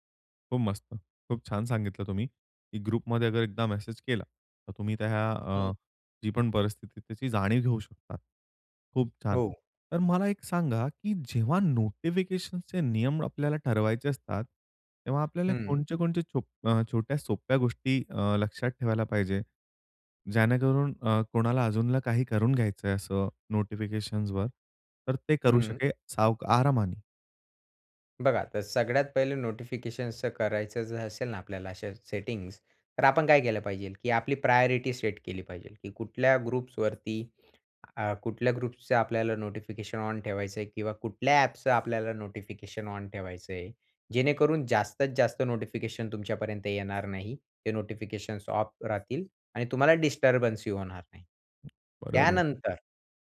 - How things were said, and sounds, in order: "कोणत्या-कोणत्या" said as "कोणच्या-कोणच्या"; tapping; other background noise; in English: "प्रायोरिटी सेट"; other noise; in English: "ऑफ"
- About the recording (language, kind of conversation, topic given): Marathi, podcast, सूचना